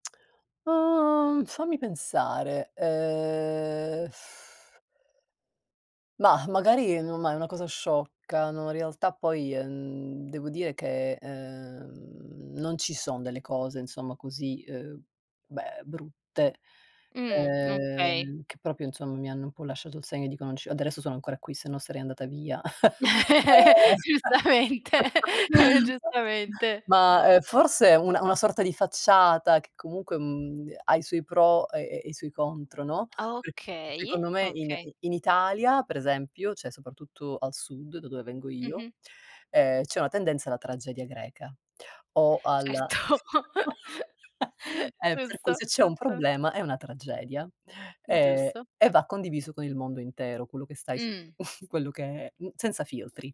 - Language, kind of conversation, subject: Italian, podcast, Hai mai vissuto un malinteso culturale divertente o imbarazzante?
- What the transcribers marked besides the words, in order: lip smack; lip trill; "proprio" said as "propio"; "adesso" said as "adresso"; laugh; laughing while speaking: "Giustamente"; laugh; chuckle; laugh; "cioè" said as "ceh"; laughing while speaking: "Certo"; chuckle; laugh; chuckle